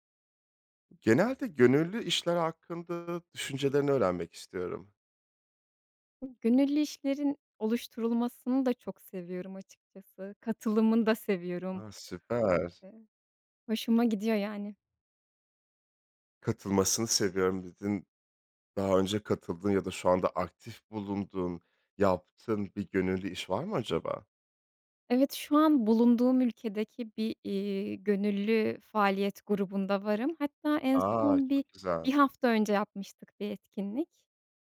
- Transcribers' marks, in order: other background noise
- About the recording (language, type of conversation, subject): Turkish, podcast, İnsanları gönüllü çalışmalara katılmaya nasıl teşvik edersin?